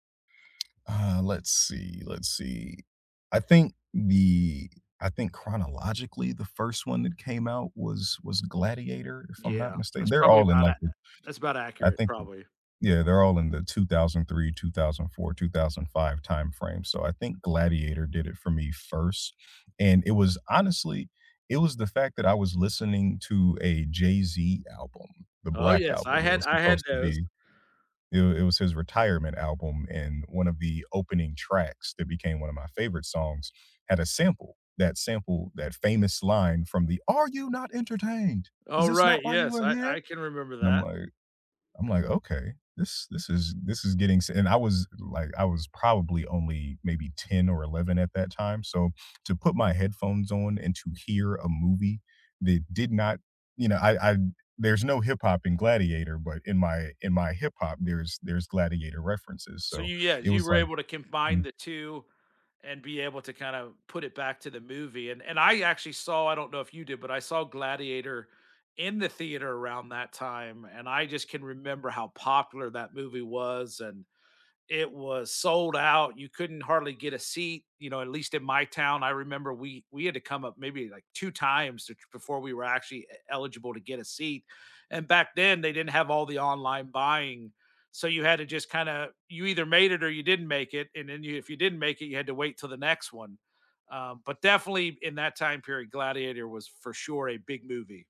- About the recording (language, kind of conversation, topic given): English, unstructured, Which comfort movies do you keep rewatching, why do they still feel timeless to you, and who do you share them with?
- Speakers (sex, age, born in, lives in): male, 35-39, United States, United States; male, 50-54, United States, United States
- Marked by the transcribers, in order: tapping; put-on voice: "Are you not entertained? Is this not why you are here?"